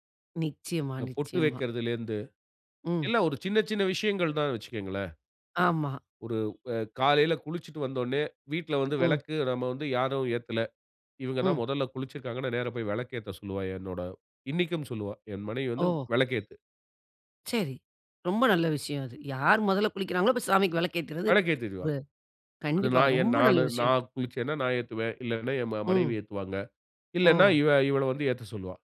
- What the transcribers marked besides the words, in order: other background noise; horn; other noise
- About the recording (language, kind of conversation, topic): Tamil, podcast, உங்கள் குழந்தைகளுக்குக் குடும்பக் கலாச்சாரத்தை தலைமுறைதோறும் எப்படி கடத்திக் கொடுக்கிறீர்கள்?